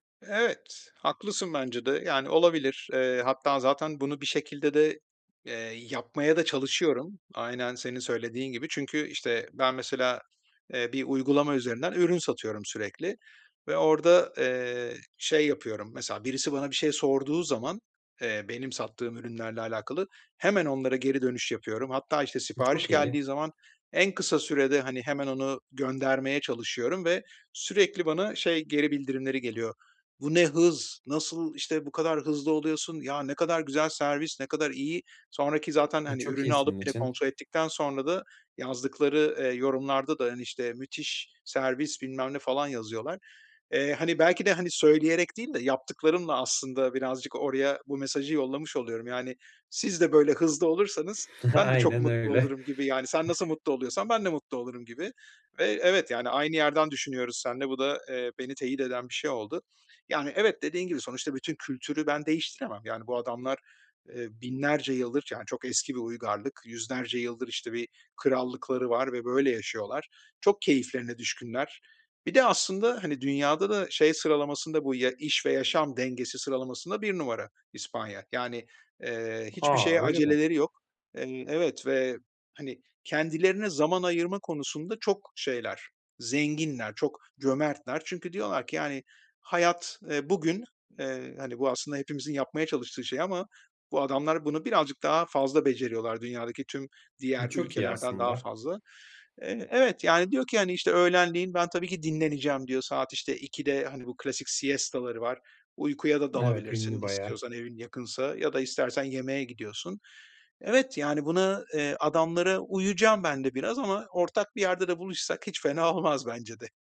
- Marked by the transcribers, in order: other background noise; laughing while speaking: "Aynen öyle"; in Spanish: "siesta"; laughing while speaking: "fena olmaz bence de"
- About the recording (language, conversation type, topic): Turkish, advice, Yeni bir yerde yabancılık hissini azaltmak için nereden başlamalıyım?